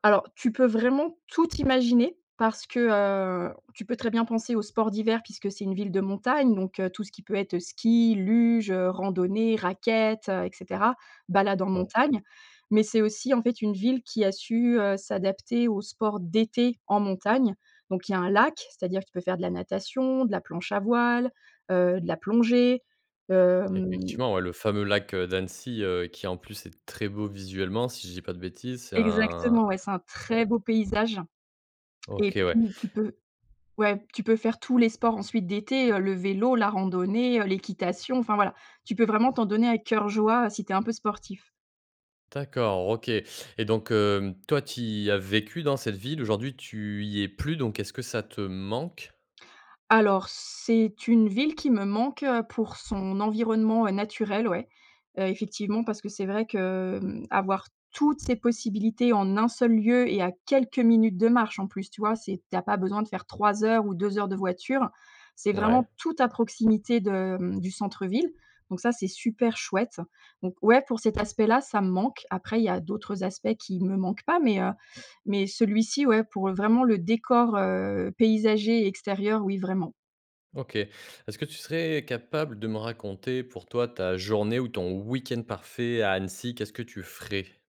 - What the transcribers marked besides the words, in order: stressed: "d'été"; other background noise; stressed: "très"; stressed: "toutes"
- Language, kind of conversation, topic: French, podcast, Quel endroit recommandes-tu à tout le monde, et pourquoi ?